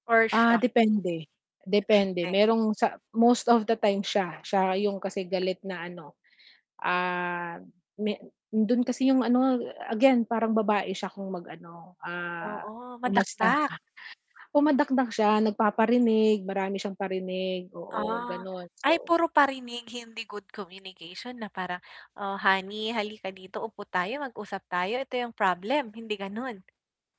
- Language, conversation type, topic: Filipino, advice, Paano ko mas mapapabuti ang malinaw na komunikasyon at pagtatakda ng hangganan sa aming relasyon?
- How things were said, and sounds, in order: static; scoff